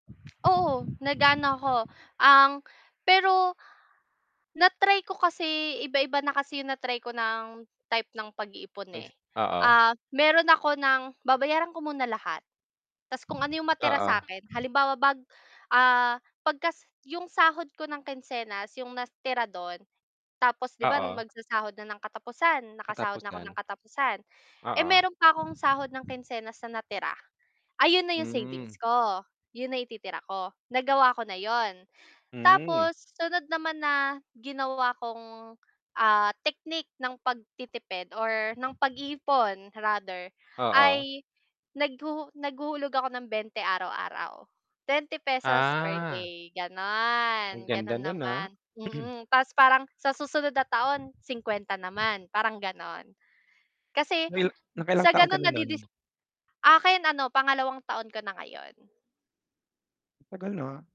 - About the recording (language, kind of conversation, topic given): Filipino, unstructured, Paano mo pinaplano ang paggamit ng pera mo kada buwan?
- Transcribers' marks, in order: mechanical hum; static; unintelligible speech; tapping; distorted speech; throat clearing